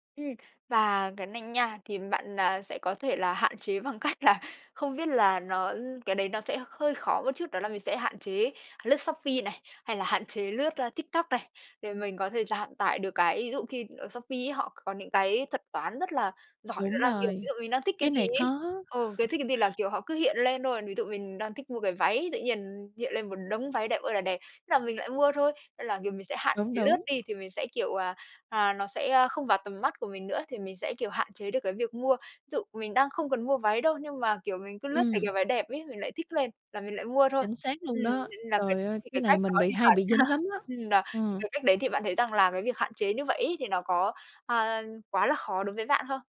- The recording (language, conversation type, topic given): Vietnamese, advice, Vì sao lương của bạn tăng nhưng bạn vẫn không tiết kiệm được và tiền dư vẫn tiêu hết?
- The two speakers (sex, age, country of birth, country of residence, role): female, 25-29, Vietnam, Vietnam, advisor; female, 35-39, Vietnam, Vietnam, user
- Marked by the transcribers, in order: laughing while speaking: "cách"; tapping; "Shopee" said as "sóp phi"; other background noise; unintelligible speech; unintelligible speech; unintelligible speech; unintelligible speech